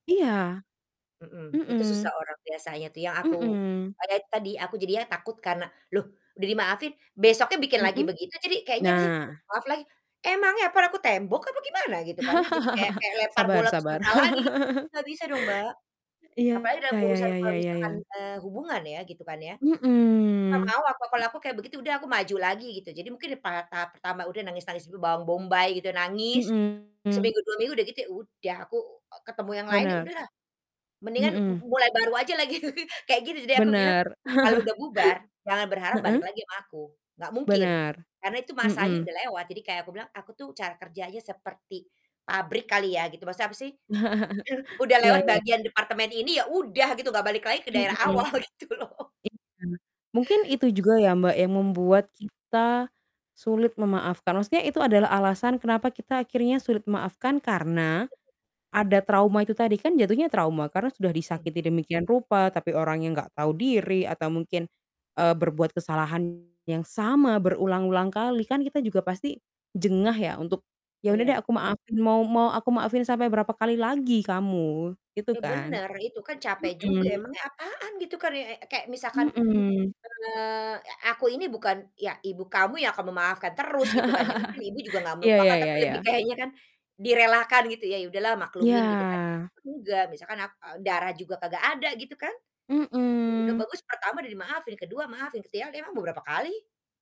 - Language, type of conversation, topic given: Indonesian, unstructured, Apa yang membuatmu merasa bahagia setelah berdamai dengan seseorang?
- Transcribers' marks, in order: distorted speech; other background noise; laugh; laugh; static; laugh; laugh; laughing while speaking: "gitu loh"; laugh; laugh; laughing while speaking: "kayaknya kan"